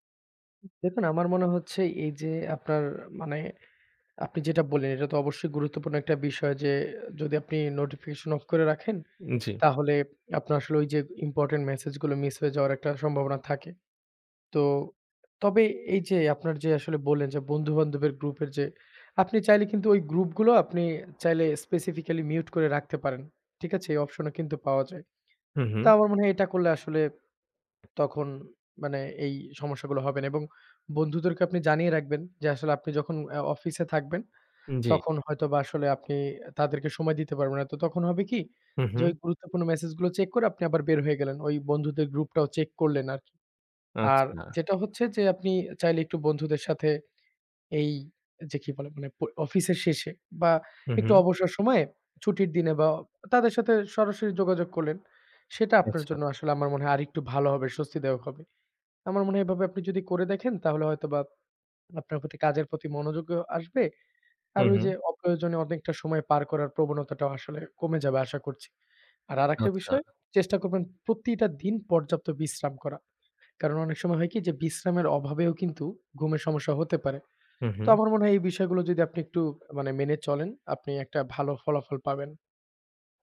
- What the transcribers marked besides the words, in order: other background noise
- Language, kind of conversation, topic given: Bengali, advice, মোবাইল ও সামাজিক মাধ্যমে বারবার মনোযোগ হারানোর কারণ কী?